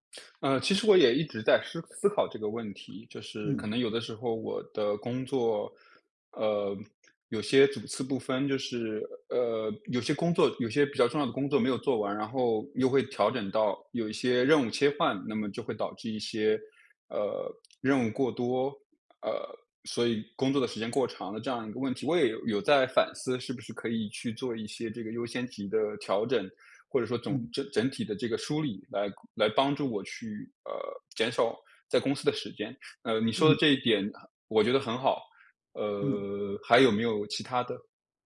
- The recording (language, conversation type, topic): Chinese, advice, 工作和生活时间总是冲突，我该怎么安排才能兼顾两者？
- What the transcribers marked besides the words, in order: tapping; other noise